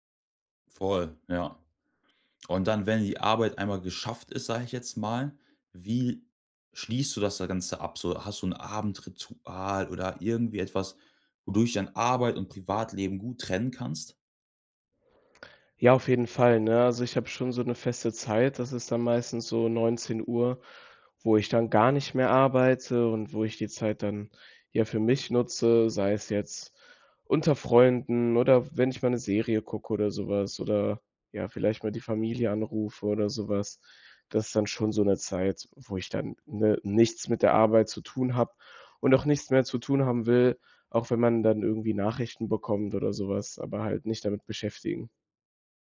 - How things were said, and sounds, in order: tapping
- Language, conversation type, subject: German, podcast, Wie hat das Arbeiten im Homeoffice deinen Tagesablauf verändert?